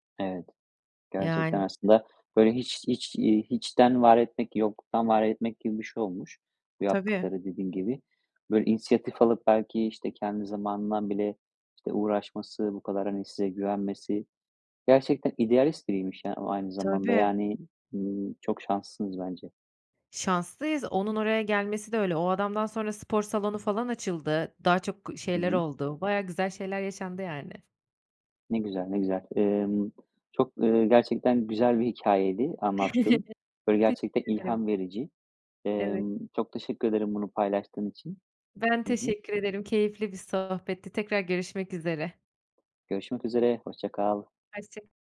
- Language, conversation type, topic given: Turkish, podcast, Bir öğretmen seni en çok nasıl etkiler?
- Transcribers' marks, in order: other background noise; chuckle